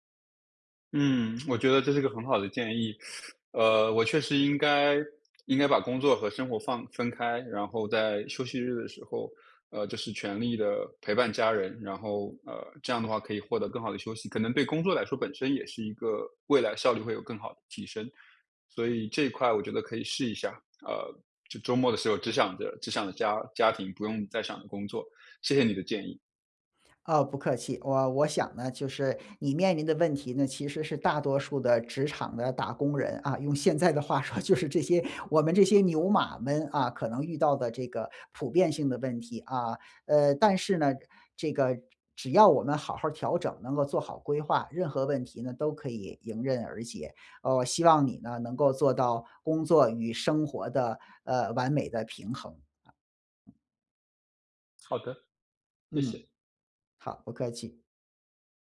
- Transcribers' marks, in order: lip smack; laughing while speaking: "说"; other noise; tapping
- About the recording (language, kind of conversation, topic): Chinese, advice, 工作和生活时间总是冲突，我该怎么安排才能兼顾两者？